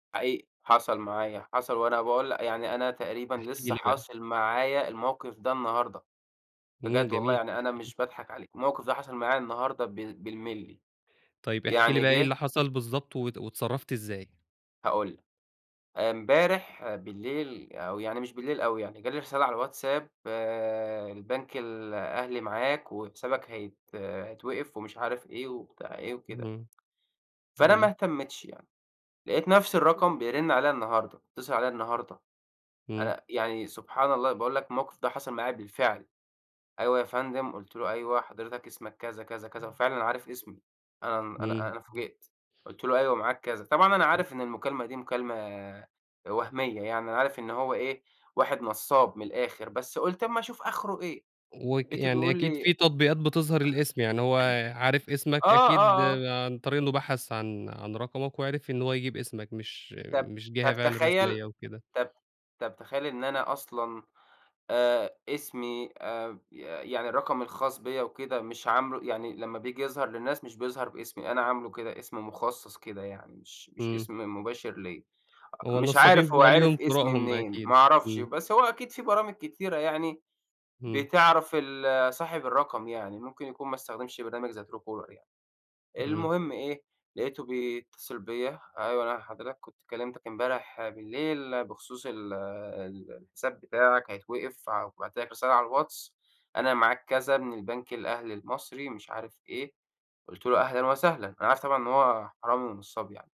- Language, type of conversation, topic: Arabic, podcast, إزاي تحمي نفسك من النصب على الإنترنت؟
- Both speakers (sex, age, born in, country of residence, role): male, 25-29, Egypt, Egypt, guest; male, 25-29, Egypt, Egypt, host
- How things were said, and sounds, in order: tapping; other noise; other background noise; throat clearing